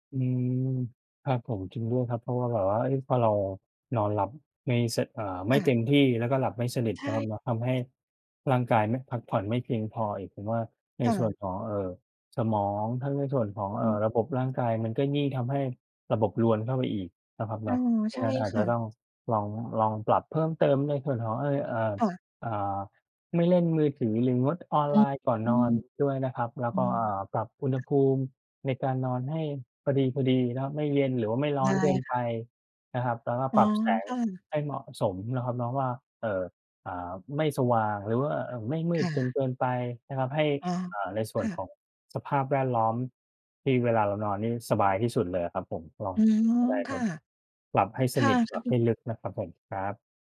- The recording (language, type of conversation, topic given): Thai, advice, ทำไมฉันถึงวิตกกังวลเรื่องสุขภาพทั้งที่ไม่มีสาเหตุชัดเจน?
- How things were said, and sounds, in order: none